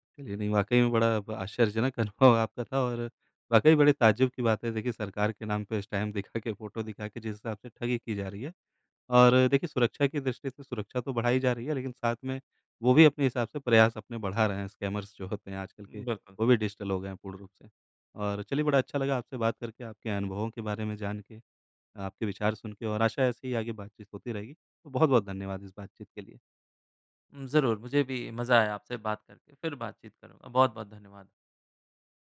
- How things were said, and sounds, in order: tapping; laughing while speaking: "अनुभव"; in English: "टाइम"; in English: "स्कैमर्स"; in English: "डिजिटल"
- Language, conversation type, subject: Hindi, podcast, पासवर्ड और ऑनलाइन सुरक्षा के लिए आपकी आदतें क्या हैं?